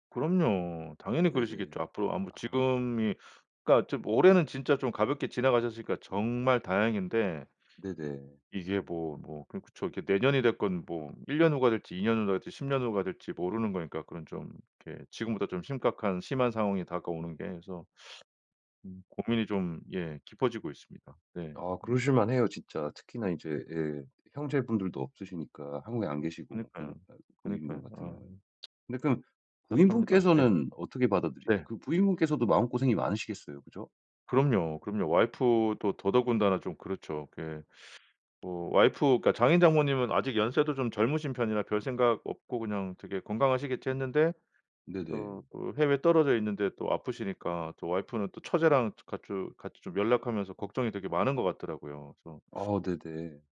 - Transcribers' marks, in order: tsk; other background noise; "같이" said as "가추"
- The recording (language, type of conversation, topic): Korean, advice, 부모님이나 가족의 노화로 돌봄 책임이 생겨 불안할 때 어떻게 하면 좋을까요?